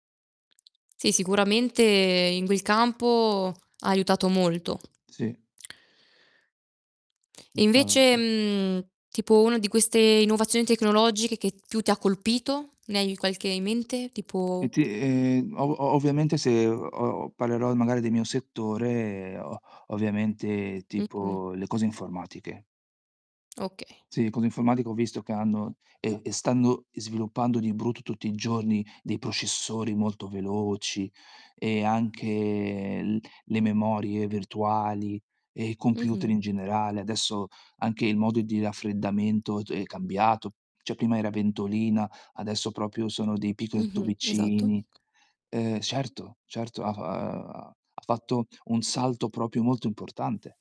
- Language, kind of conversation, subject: Italian, unstructured, Come può la tecnologia aiutare a proteggere l’ambiente?
- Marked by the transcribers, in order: other background noise; distorted speech; tapping; drawn out: "anche"; "cioè" said as "ceh"; "proprio" said as "propio"; other noise; "proprio" said as "propio"